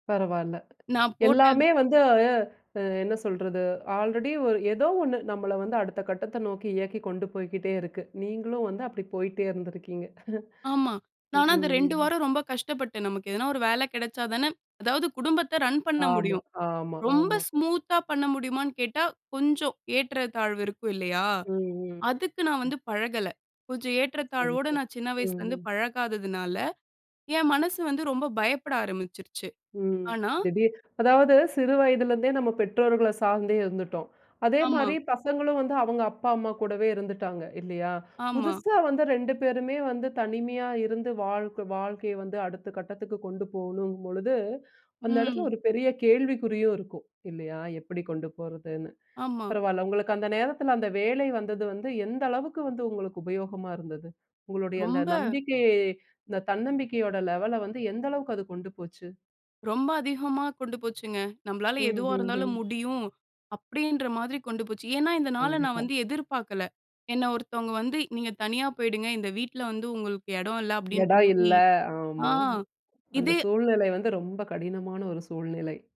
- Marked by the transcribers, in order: in English: "ஆல்ரெடி"; chuckle; in English: "ரன்"; in English: "ஸ்மூத்தா"; other noise; in English: "லெவல"; other street noise
- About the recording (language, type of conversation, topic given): Tamil, podcast, உங்களை மாற்றிய அந்த நாளைப் பற்றி சொல்ல முடியுமா?